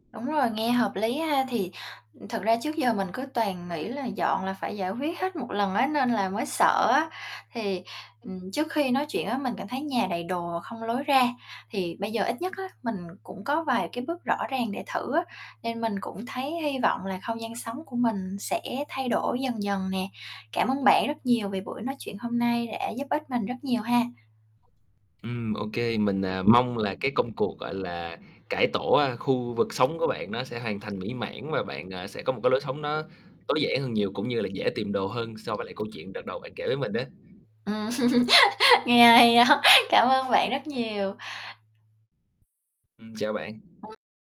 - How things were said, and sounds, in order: static; tapping; other background noise; unintelligible speech; distorted speech; chuckle; giggle; laugh; unintelligible speech
- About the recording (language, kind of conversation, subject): Vietnamese, advice, Làm thế nào để tôi bắt đầu tối giản khi cảm thấy ngộp vì đồ đạc quá nhiều?